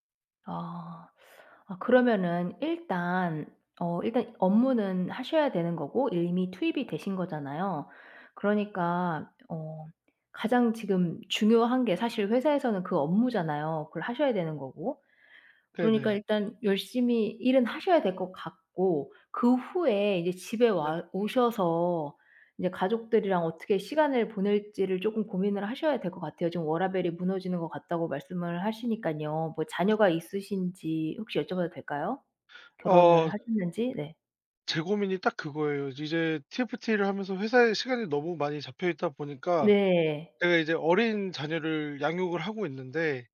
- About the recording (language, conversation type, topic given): Korean, advice, 회사와 가정 사이에서 균형을 맞추기 어렵다고 느끼는 이유는 무엇인가요?
- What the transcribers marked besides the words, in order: tapping; other background noise; in English: "TFT를"